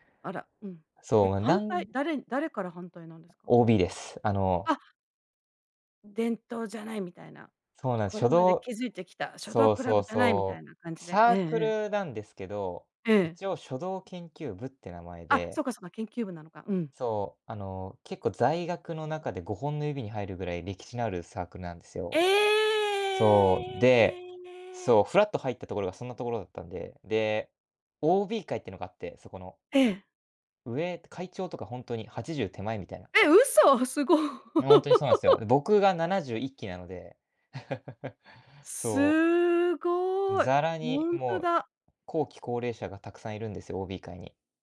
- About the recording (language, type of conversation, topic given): Japanese, podcast, ふと思いついて行動したことで、物事が良い方向に進んだ経験はありますか？
- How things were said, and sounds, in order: other noise; drawn out: "ええ"; laugh; chuckle